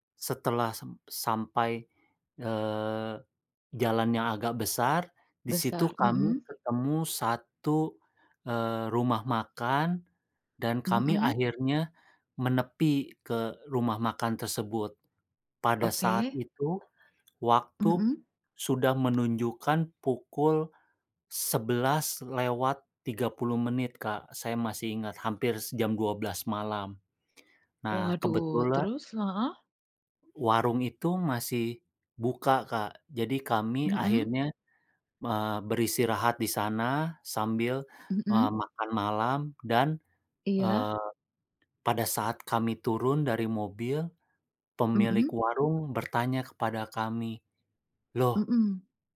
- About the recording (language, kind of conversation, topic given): Indonesian, unstructured, Apa destinasi liburan favoritmu, dan mengapa kamu menyukainya?
- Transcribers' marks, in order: tapping; other background noise